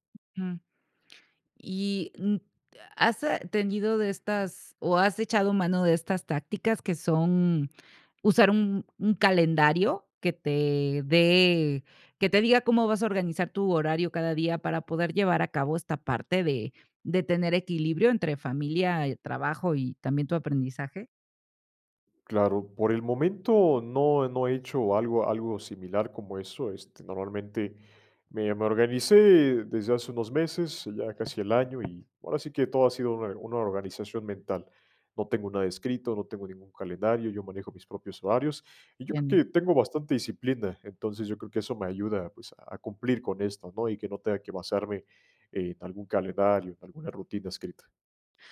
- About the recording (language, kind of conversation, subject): Spanish, podcast, ¿Cómo combinas el trabajo, la familia y el aprendizaje personal?
- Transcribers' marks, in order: tapping; other background noise; unintelligible speech